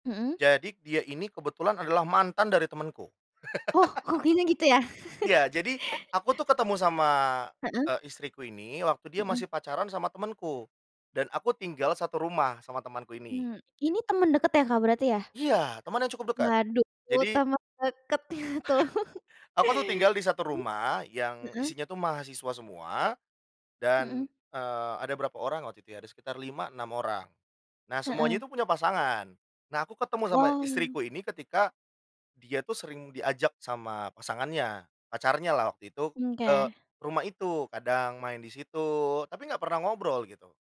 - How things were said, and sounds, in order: laugh; laugh; other background noise; chuckle; laugh; tapping
- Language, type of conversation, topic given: Indonesian, podcast, Pernahkah kamu mengalami kebetulan yang memengaruhi hubungan atau kisah cintamu?